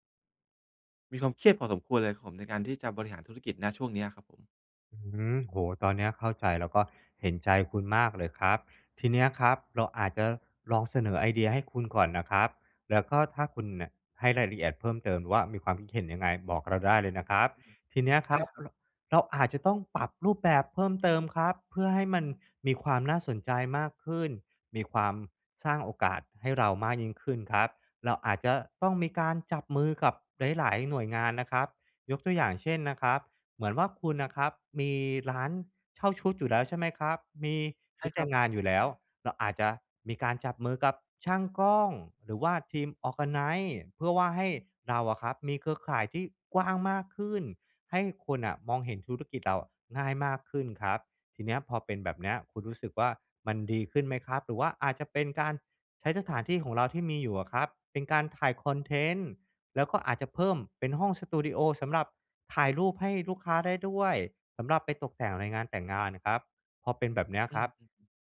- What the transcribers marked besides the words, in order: in English: "Organize"
- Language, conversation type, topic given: Thai, advice, จะจัดการกระแสเงินสดของธุรกิจให้มั่นคงได้อย่างไร?